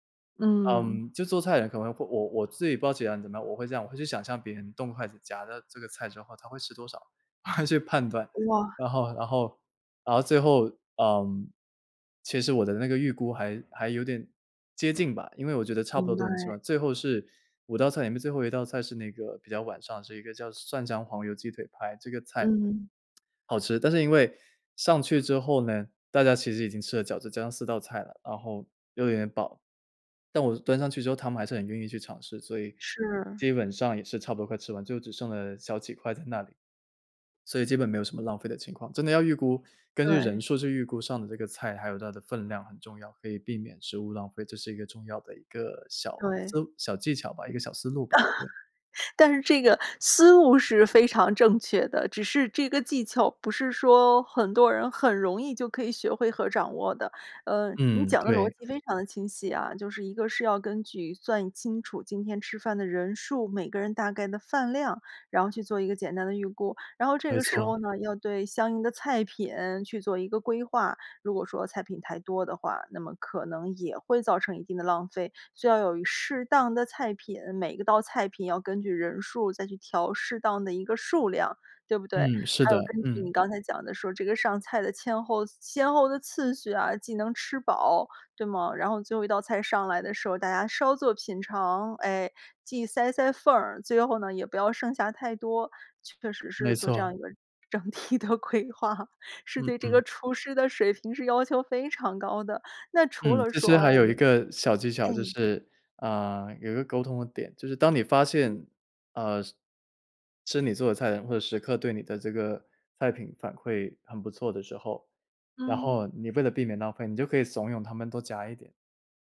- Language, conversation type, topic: Chinese, podcast, 你觉得减少食物浪费该怎么做？
- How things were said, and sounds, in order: laugh; lip smack; laugh; laughing while speaking: "整体的规划"